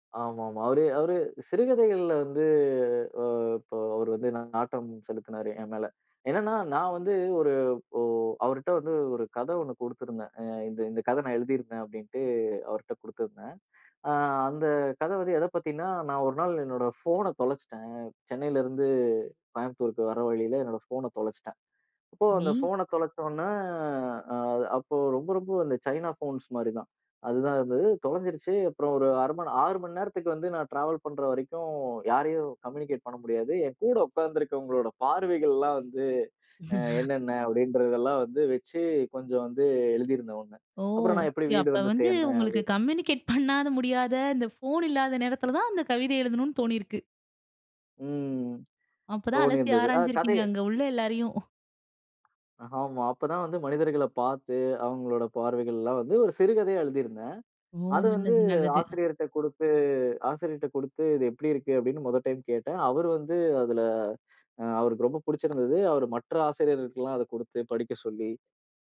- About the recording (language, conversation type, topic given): Tamil, podcast, மொழி உங்களுக்கு பெருமை உணர்வை எப்படி அளிக்கிறது?
- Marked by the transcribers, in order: other noise; in English: "சைனா போன்ஸ்"; in English: "டிராவல்"; in English: "கம்யூனிகேட்"; laugh; in English: "கம்யூனிகேட்"; laughing while speaking: "பண்ணாத"; tapping; other background noise